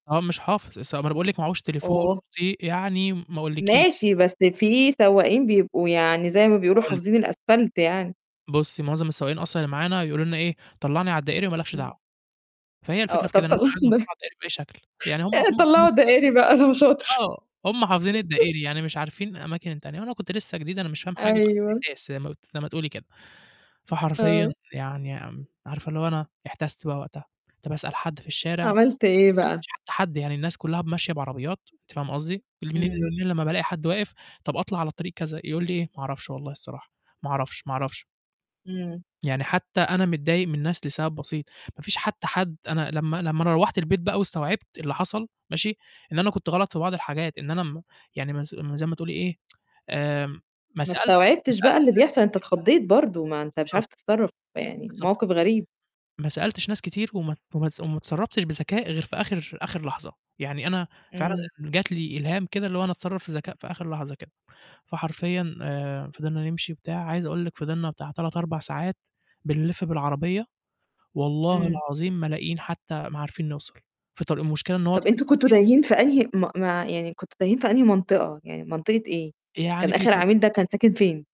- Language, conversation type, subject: Arabic, podcast, إيه خطتك لو بطارية موبايلك خلصت وإنت تايه؟
- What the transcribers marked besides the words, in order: laughing while speaking: "طَلّعُه الد"; unintelligible speech; laugh; distorted speech; unintelligible speech; tsk; unintelligible speech